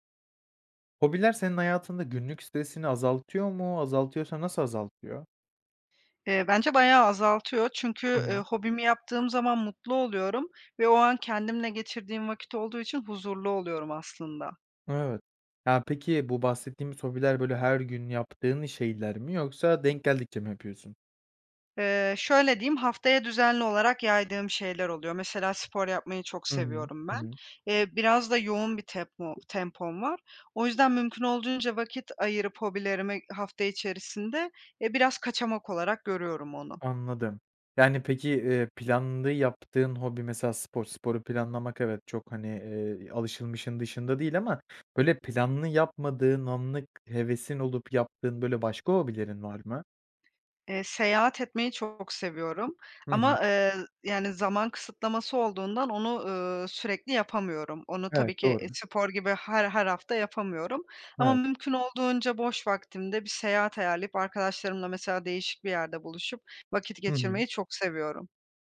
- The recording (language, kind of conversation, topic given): Turkish, podcast, Hobiler günlük stresi nasıl azaltır?
- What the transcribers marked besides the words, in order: tapping